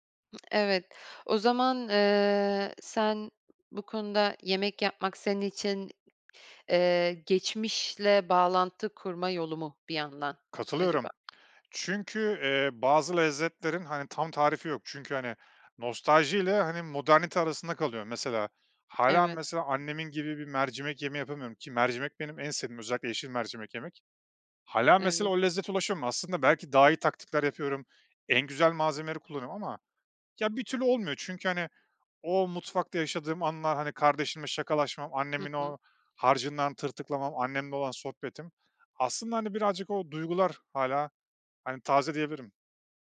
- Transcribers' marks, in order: other background noise
- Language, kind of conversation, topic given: Turkish, podcast, Basit bir yemek hazırlamak seni nasıl mutlu eder?